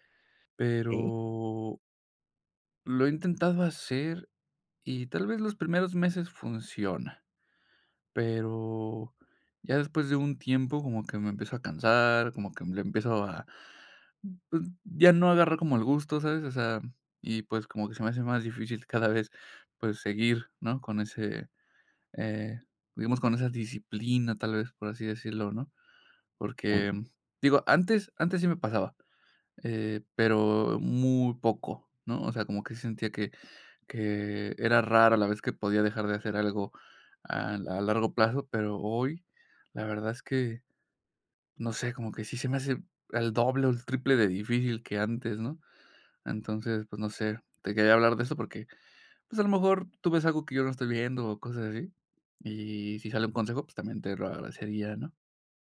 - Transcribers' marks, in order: drawn out: "Pero"
- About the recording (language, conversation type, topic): Spanish, advice, ¿Cómo puedo mantener la motivación a largo plazo cuando me canso?